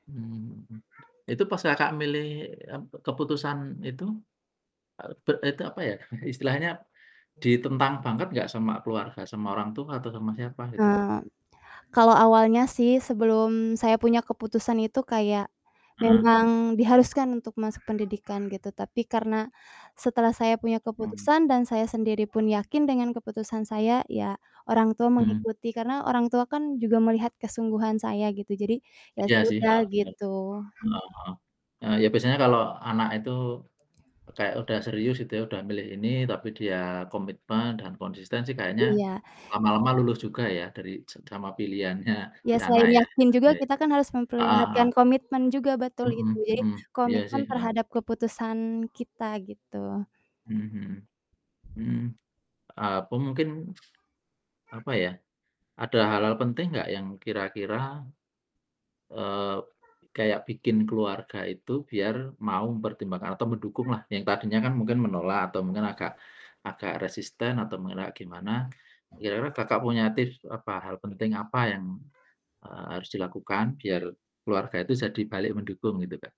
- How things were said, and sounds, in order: other background noise; tapping; chuckle; background speech; laughing while speaking: "pilihannya"; static
- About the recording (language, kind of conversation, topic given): Indonesian, unstructured, Bagaimana kamu meyakinkan keluarga agar menerima keputusanmu?